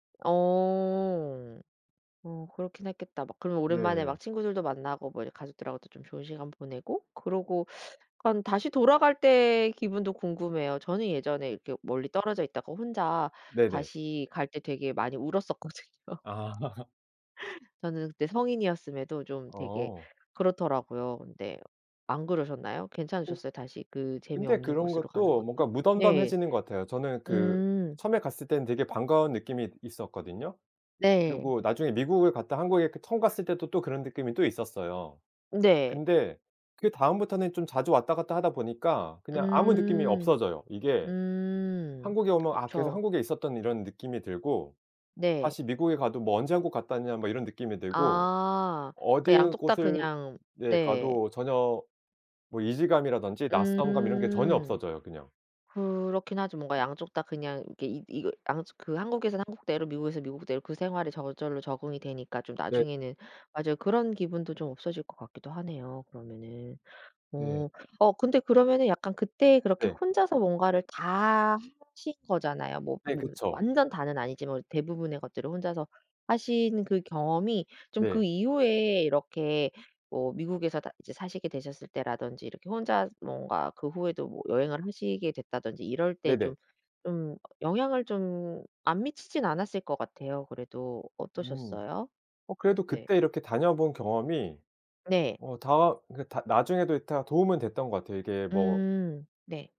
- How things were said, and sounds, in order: laughing while speaking: "울었었거든요"; other background noise; laugh; tapping
- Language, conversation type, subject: Korean, podcast, 첫 혼자 여행은 어땠어요?